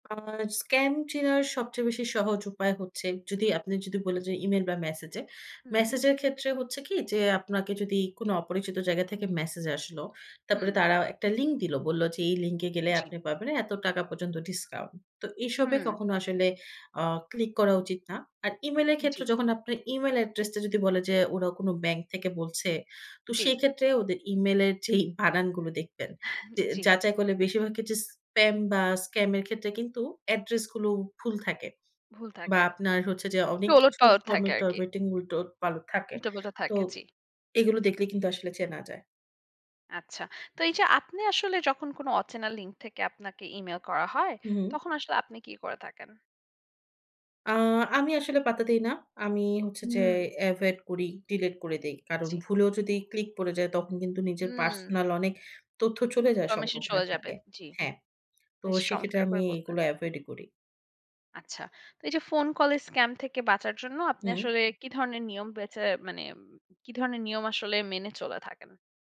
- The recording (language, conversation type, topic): Bengali, podcast, নেট স্ক্যাম চিনতে তোমার পদ্ধতি কী?
- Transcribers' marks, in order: "উল্টোপাল্টো" said as "উল্টোতপালট"; tapping; other background noise